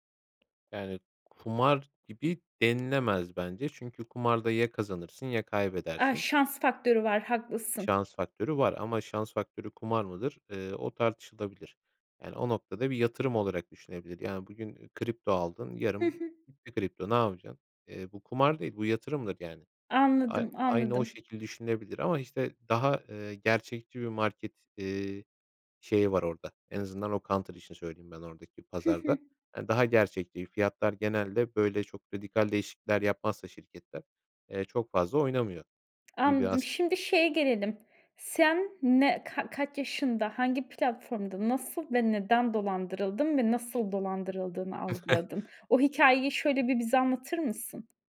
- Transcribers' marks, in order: tapping; other background noise; chuckle
- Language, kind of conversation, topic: Turkish, podcast, Video oyunları senin için bir kaçış mı, yoksa sosyalleşme aracı mı?